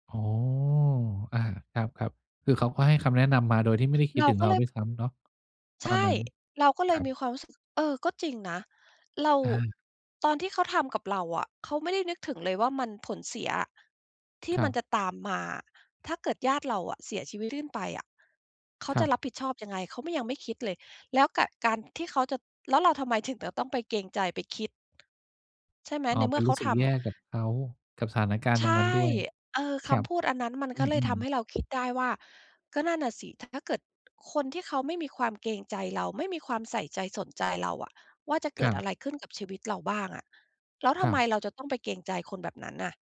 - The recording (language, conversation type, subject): Thai, podcast, คุณเคยปรับนิสัยจากคนขี้เกรงใจให้กลายเป็นคนที่มั่นใจมากขึ้นได้อย่างไร?
- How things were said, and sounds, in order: none